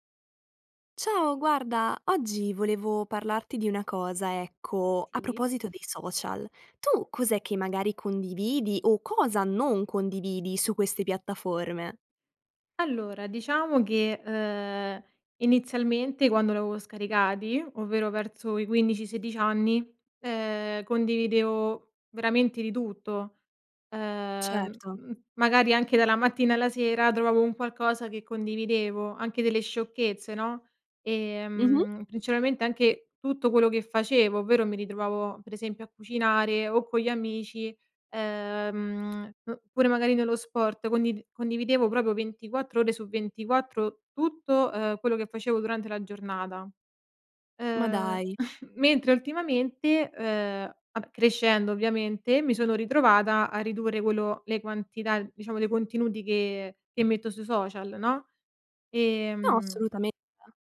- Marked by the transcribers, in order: "proprio" said as "propio"; chuckle
- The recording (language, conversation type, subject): Italian, podcast, Cosa condividi e cosa non condividi sui social?